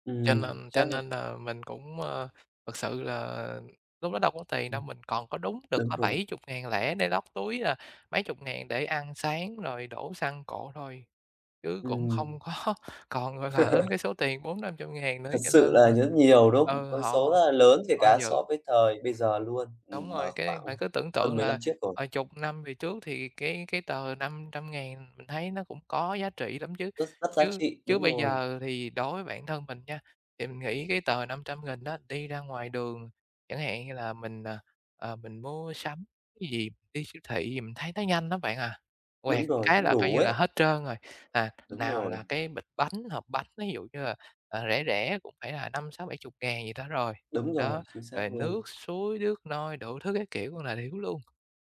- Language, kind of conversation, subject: Vietnamese, podcast, Lần đầu tiên rời quê đi xa, bạn cảm thấy thế nào?
- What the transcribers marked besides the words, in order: tapping; laughing while speaking: "có"; laugh; other background noise